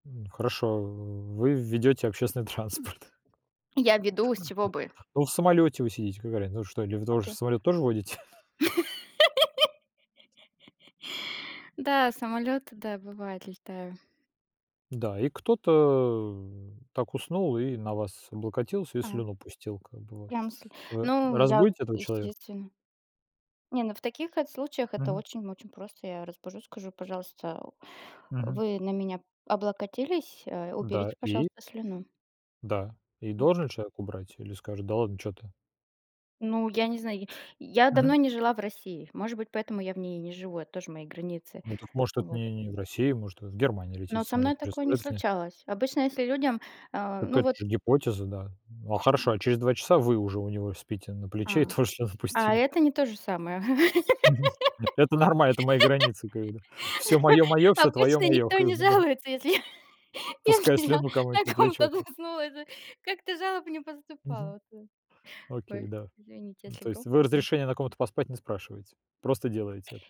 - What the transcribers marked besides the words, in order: other noise; laughing while speaking: "транспорт"; other background noise; unintelligible speech; tapping; swallow; laughing while speaking: "водите?"; laugh; grunt; laughing while speaking: "тоже слюну пустили"; laugh; chuckle; laughing while speaking: "нормально"; laughing while speaking: "жалуется, если я если я на ком-то заснула, да"; laughing while speaking: "да?"
- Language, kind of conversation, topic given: Russian, unstructured, Что делать, если кто-то постоянно нарушает твои границы?